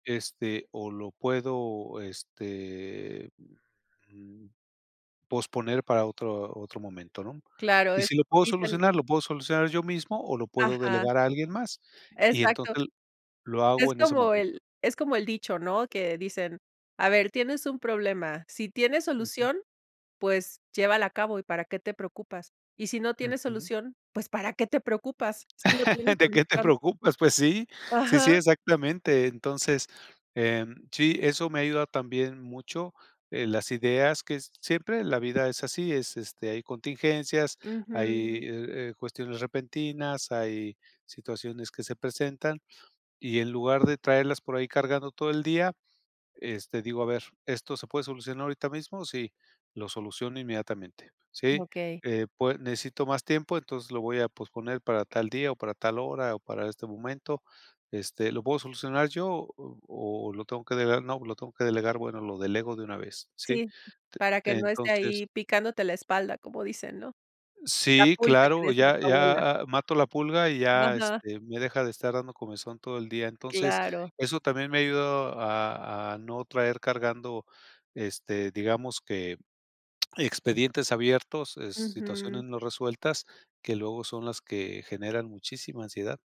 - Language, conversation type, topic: Spanish, podcast, ¿Tienes alguna técnica para lidiar con la ansiedad cotidiana?
- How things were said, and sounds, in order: laugh; tapping